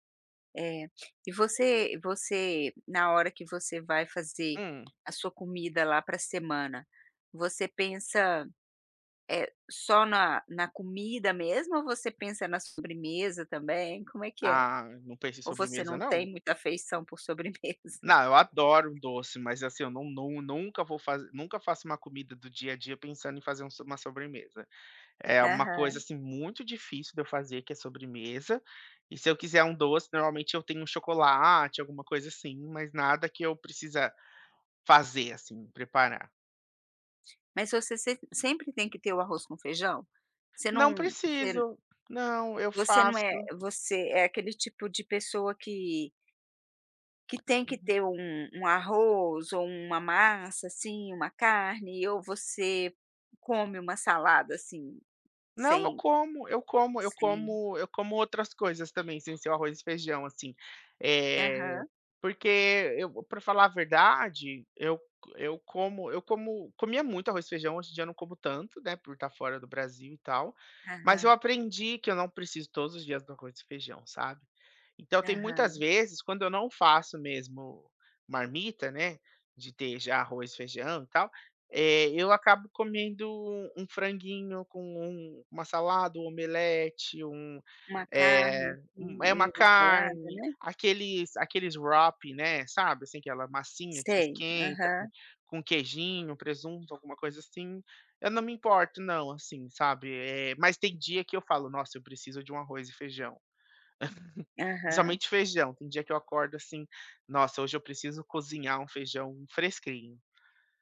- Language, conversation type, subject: Portuguese, podcast, Como você escolhe o que vai cozinhar durante a semana?
- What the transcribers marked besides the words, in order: tapping; other background noise; laughing while speaking: "sobremesa?"; in English: "wrap"; chuckle; "fresquinho" said as "frescrin"